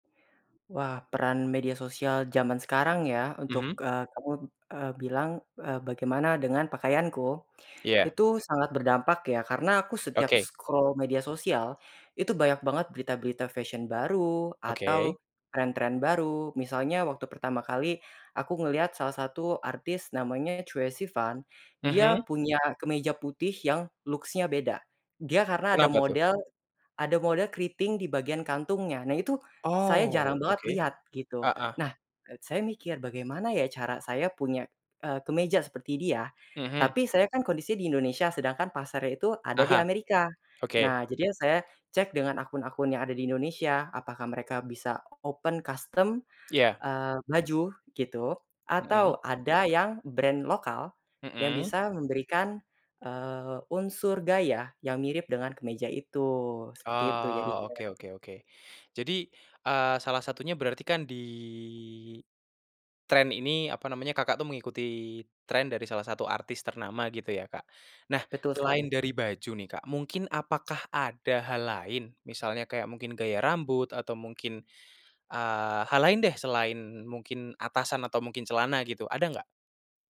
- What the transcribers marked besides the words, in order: in English: "scroll"; in English: "looks-nya"; in English: "open custom"; other background noise; drawn out: "di"
- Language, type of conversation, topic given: Indonesian, podcast, Apa peran media sosial dalam membentuk gaya kamu?